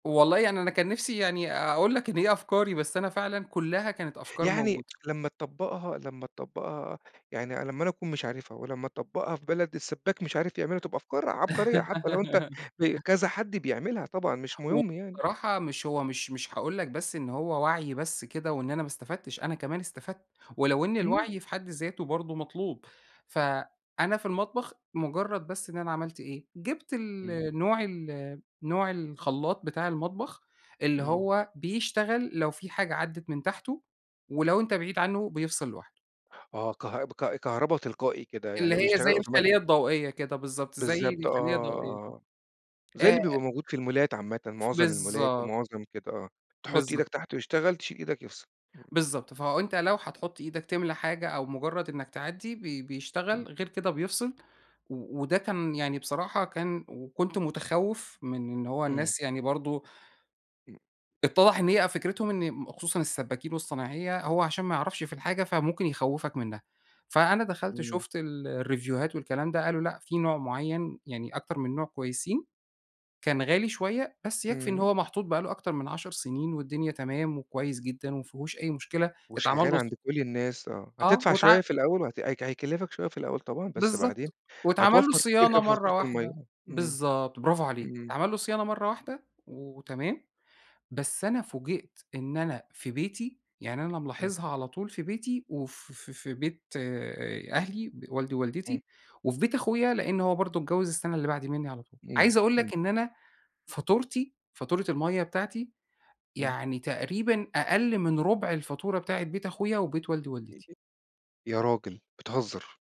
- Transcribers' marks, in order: tsk; giggle; in English: "automatic"; in English: "المولات"; in English: "المولات"; in English: "الريفوهات"; unintelligible speech
- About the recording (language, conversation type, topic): Arabic, podcast, إزاي نقدر نستخدم الميه بحكمة في البيت؟